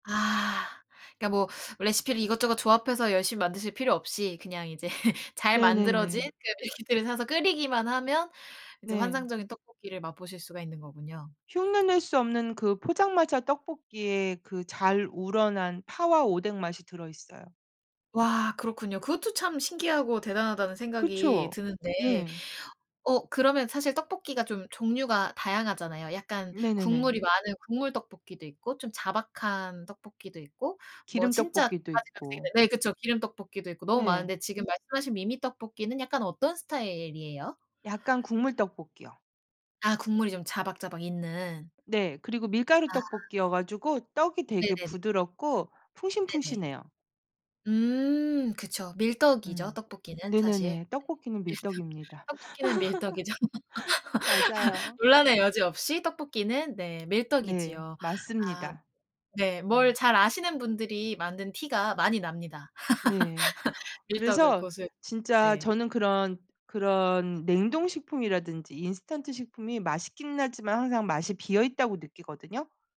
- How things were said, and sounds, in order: laughing while speaking: "이제"; other background noise; tapping; background speech; laughing while speaking: "밀떡이죠"; laugh; laugh
- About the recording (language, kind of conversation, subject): Korean, podcast, 불안할 때 자주 먹는 위안 음식이 있나요?